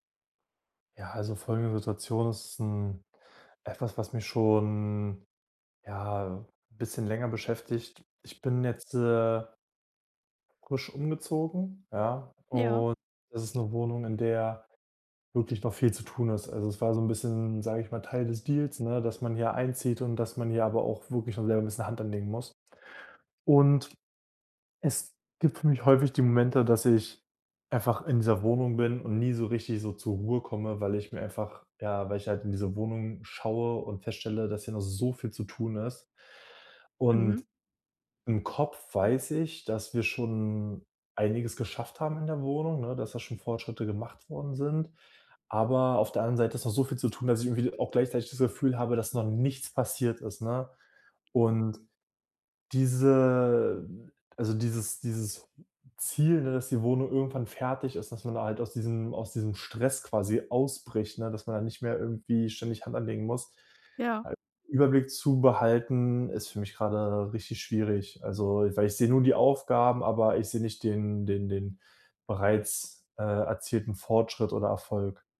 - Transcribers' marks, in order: other background noise
- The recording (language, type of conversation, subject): German, advice, Wie kann ich meine Fortschritte verfolgen, ohne mich überfordert zu fühlen?